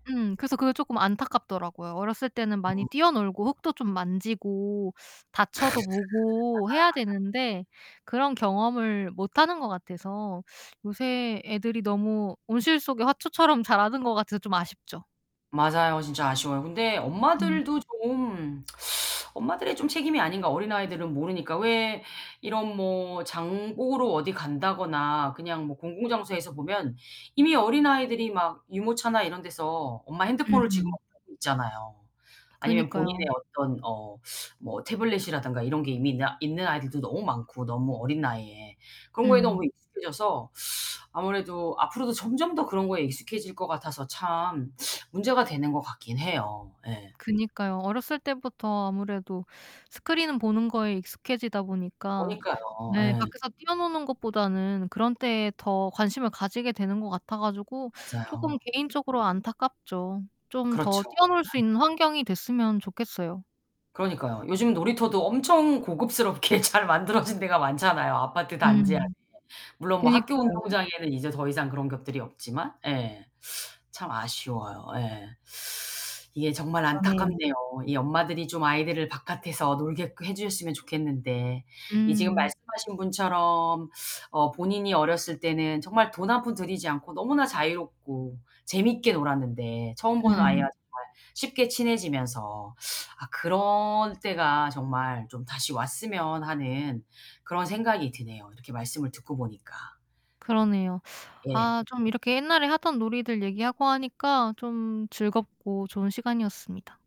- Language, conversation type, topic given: Korean, podcast, 어릴 때 가장 즐겨 하던 놀이는 무엇이었나요?
- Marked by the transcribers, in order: distorted speech; laugh; tapping; unintelligible speech; laugh; laughing while speaking: "고급스럽게 잘 만들어진 데가"; other background noise